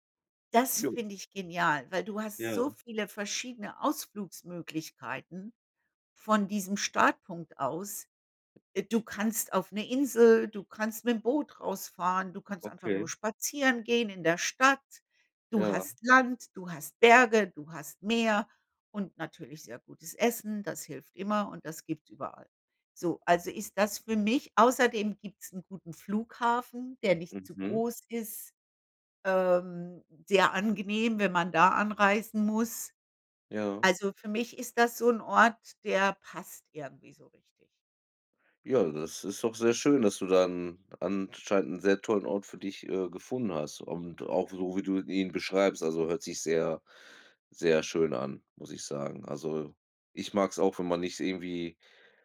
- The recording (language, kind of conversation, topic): German, unstructured, Wohin reist du am liebsten und warum?
- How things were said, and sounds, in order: other background noise